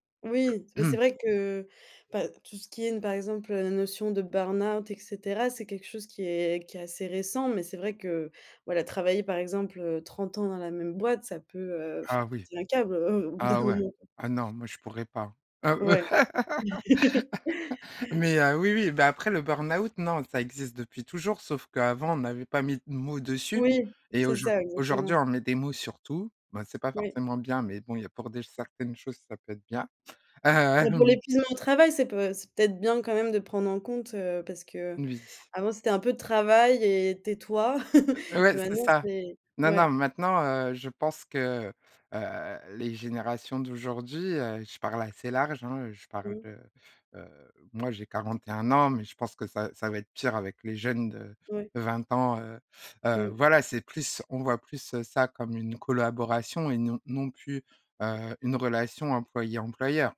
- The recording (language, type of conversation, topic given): French, podcast, Comment raconter votre parcours lorsqu’on vous demande votre histoire professionnelle ?
- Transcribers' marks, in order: laugh; laugh; laugh